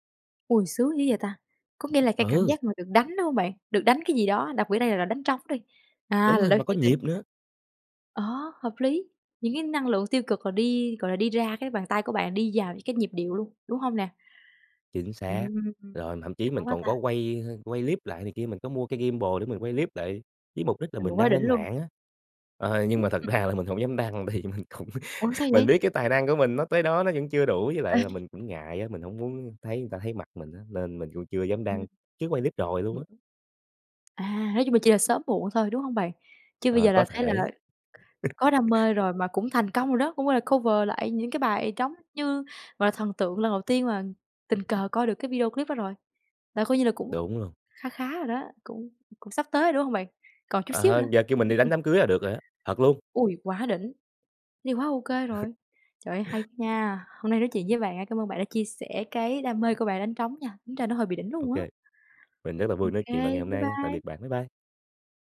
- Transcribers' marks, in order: unintelligible speech; in English: "gimbal"; other noise; laughing while speaking: "tại vì mình cũng"; tapping; laugh; in English: "cover"; laugh; laugh
- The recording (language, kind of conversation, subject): Vietnamese, podcast, Bạn có thể kể về lần bạn tình cờ tìm thấy đam mê của mình không?